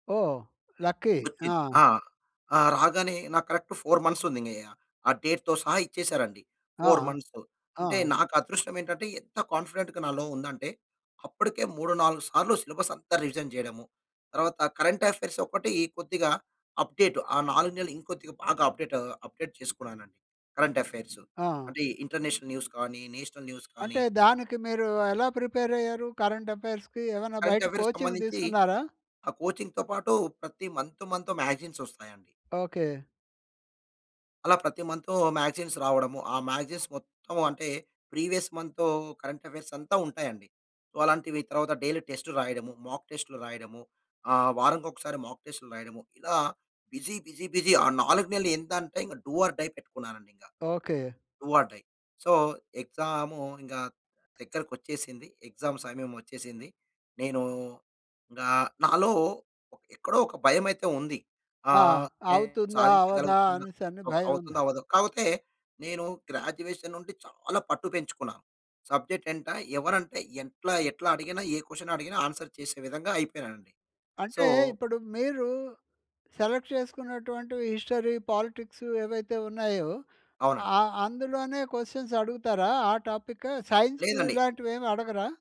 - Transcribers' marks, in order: in English: "లక్కీ"; other background noise; in English: "కరెక్ట్ ఫోర్ మంత్స్"; in English: "డే‌ట్‌తో"; in English: "ఫోర్"; in English: "సిలబస్"; in English: "రివిజన్"; in English: "కరెంట్ అఫైర్స్"; in English: "అప్డేట్"; in English: "అప్డేట్ అప్డేట్"; in English: "ఇంటర్నేషనల్ న్యూస్"; in English: "నేషనల్ న్యూస్"; in English: "ప్రిపేర్"; in English: "కరెంట్ అఫైర్స్‌కి"; in English: "కరెంట్ అఫైర్స్‌కి"; in English: "కోచింగ్"; in English: "కోచింగ్‌తో"; in English: "మంత్ మంత్ మాగజైన్స్"; in English: "మాగజైన్స్"; in English: "మ్యాగజైన్స్"; in English: "ప్రీవియస్"; in English: "కరెంట్ అఫైర్స్"; in English: "సో"; in English: "బిసీ, బిసీ, బిసీ"; in English: "డు ఆర్ డై"; in English: "డు ఆర్ డై. సో"; in English: "ఎగ్జామ్"; in English: "సబ్జెక్ట్"; in English: "క్వషన్"; in English: "ఆన్సర్"; in English: "సో"; in English: "సెలెక్ట్"; in English: "క్వషన్స్"; in English: "టాపిక్"
- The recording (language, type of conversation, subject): Telugu, podcast, విద్యా మరియు ఉద్యోగ నిర్ణయాల గురించి మీరు ఇతరులతో ఎలాంటి విధంగా చర్చిస్తారు?